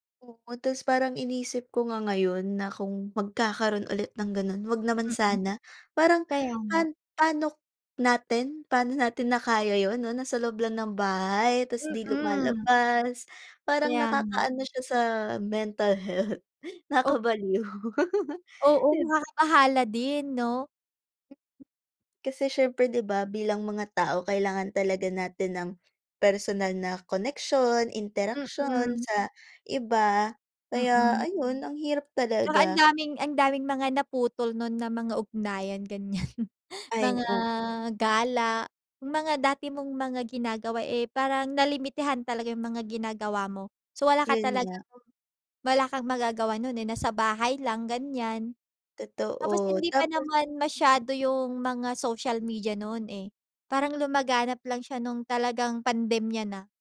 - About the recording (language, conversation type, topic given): Filipino, unstructured, Paano mo ilalarawan ang naging epekto ng pandemya sa iyong araw-araw na pamumuhay?
- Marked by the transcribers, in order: tapping; laughing while speaking: "health, nakakabaliw"; other background noise; laughing while speaking: "ganyan"; drawn out: "Mga"